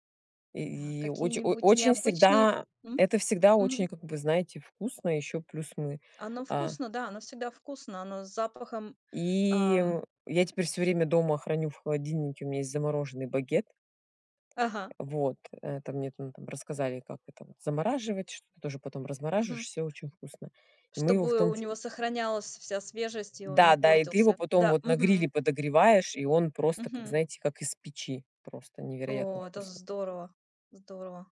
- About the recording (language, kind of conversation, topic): Russian, unstructured, Какие блюда у тебя ассоциируются с праздниками?
- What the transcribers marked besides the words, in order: tapping